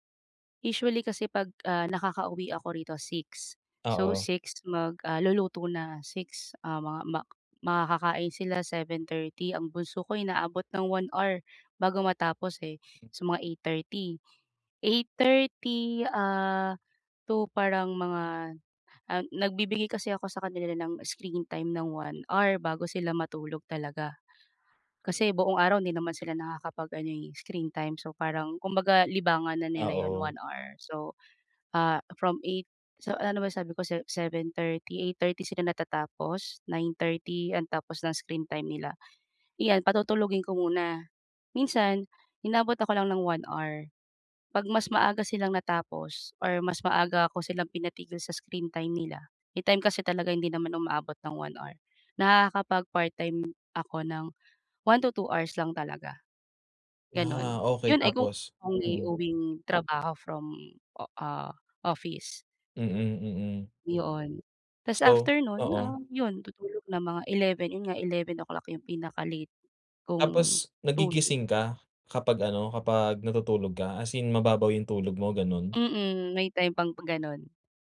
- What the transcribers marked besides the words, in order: other background noise
- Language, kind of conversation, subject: Filipino, advice, Paano ako makakakuha ng mas mabuting tulog gabi-gabi?